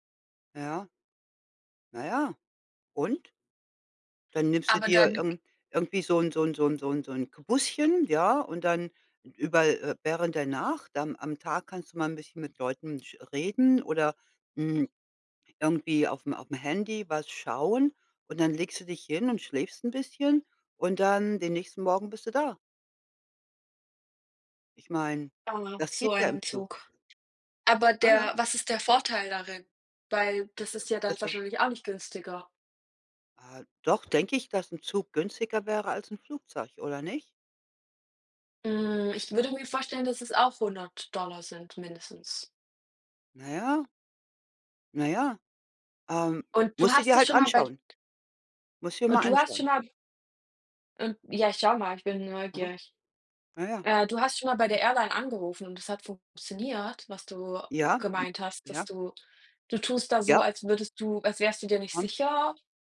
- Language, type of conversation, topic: German, unstructured, Was sagt dein Lieblingskleidungsstück über dich aus?
- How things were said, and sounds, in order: other background noise; unintelligible speech; unintelligible speech; throat clearing